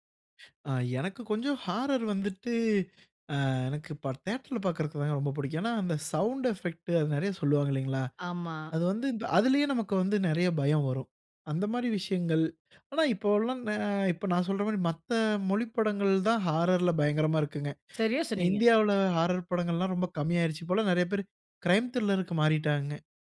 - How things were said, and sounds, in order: in English: "ஹாரர்"; in English: "க்ரைம் த்ரில்லர்க்கு"
- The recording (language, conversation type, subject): Tamil, podcast, OTT தளப் படங்கள், வழக்கமான திரையரங்குப் படங்களுடன் ஒப்பிடும்போது, எந்த விதங்களில் அதிக நன்மை தருகின்றன என்று நீங்கள் நினைக்கிறீர்கள்?